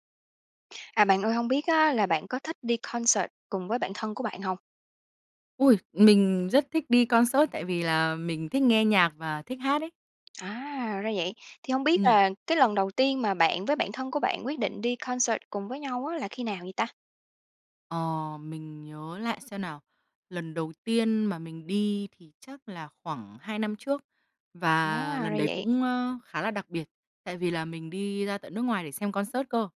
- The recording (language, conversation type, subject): Vietnamese, podcast, Bạn có kỷ niệm nào khi đi xem hòa nhạc cùng bạn thân không?
- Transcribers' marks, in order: in English: "concert"; in English: "concert"; tapping; in English: "concert"; in English: "concert"